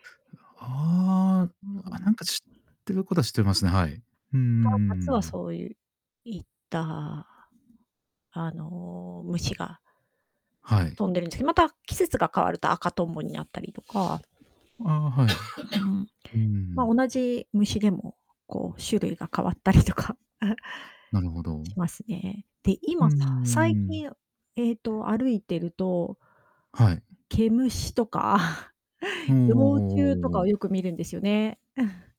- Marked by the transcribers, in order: unintelligible speech; distorted speech; other background noise; static; cough; laughing while speaking: "変わったりとか"; chuckle; chuckle; chuckle
- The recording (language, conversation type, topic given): Japanese, podcast, 季節の変わり目に、自然のどんな変化をいちばん最初に感じますか？